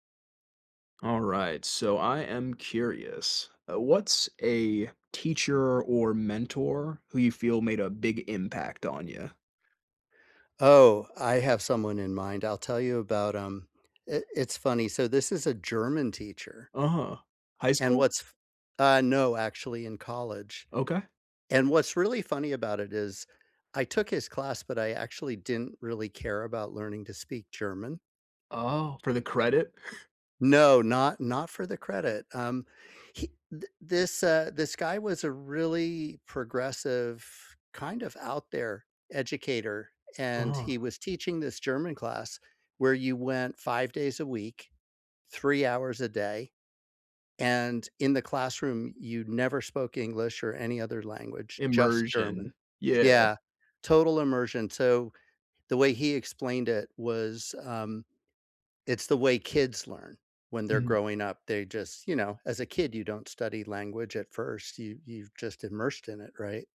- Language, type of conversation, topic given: English, unstructured, Who is a teacher or mentor who has made a big impact on you?
- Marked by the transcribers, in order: chuckle